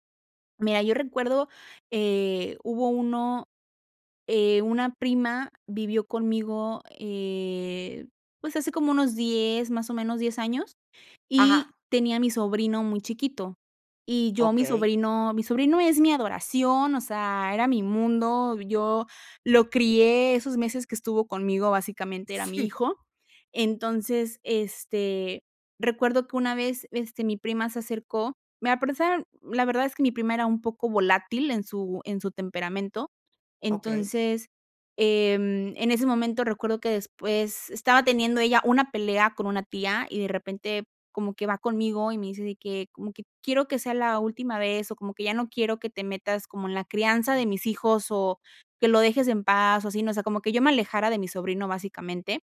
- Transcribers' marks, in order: unintelligible speech
- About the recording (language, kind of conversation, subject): Spanish, podcast, ¿Cómo explicas tus límites a tu familia?